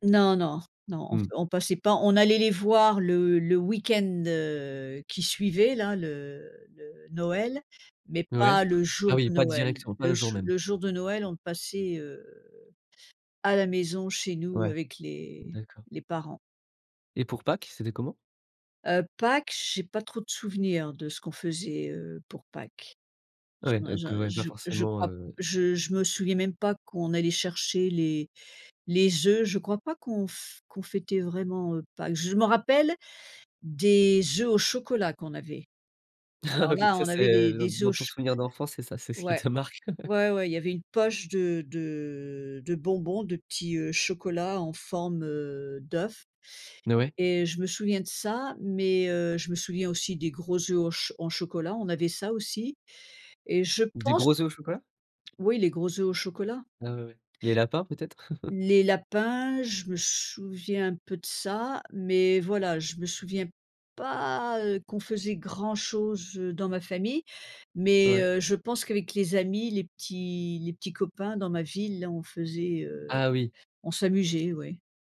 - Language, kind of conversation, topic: French, podcast, Peux-tu me raconter une balade en pleine nature qui t’a marqué ?
- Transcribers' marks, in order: laughing while speaking: "Ah oui, ça, c'est heu"; laughing while speaking: "te marque ?"; chuckle